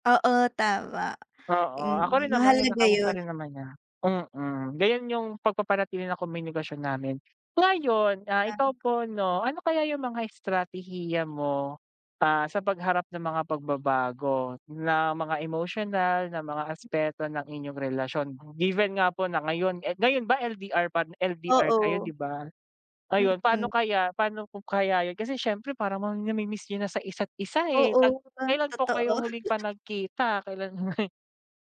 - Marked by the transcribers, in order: chuckle; laughing while speaking: "kailan?"
- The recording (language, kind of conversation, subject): Filipino, unstructured, Paano mo hinaharap ang mga pagbabago sa inyong relasyon habang tumatagal ito?